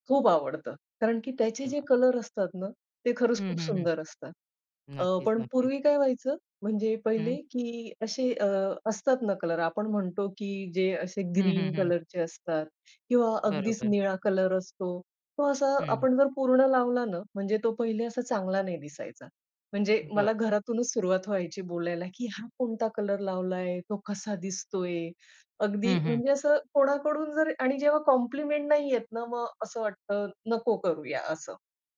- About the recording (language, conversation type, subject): Marathi, podcast, सोशल मीडियामुळे तुमची शैली बदलली आहे का?
- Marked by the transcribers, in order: tapping; other background noise